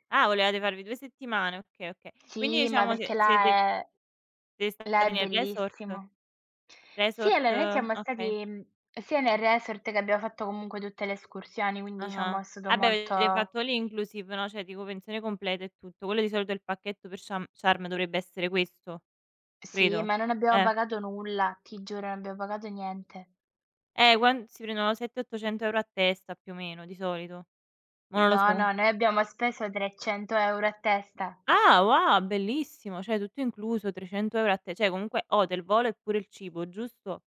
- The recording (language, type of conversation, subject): Italian, unstructured, Quanto sei disposto a scendere a compromessi durante una vacanza?
- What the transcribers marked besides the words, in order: tapping; other background noise; in English: "all inclusive"; "cioè" said as "ceh"; "cioè" said as "ceh"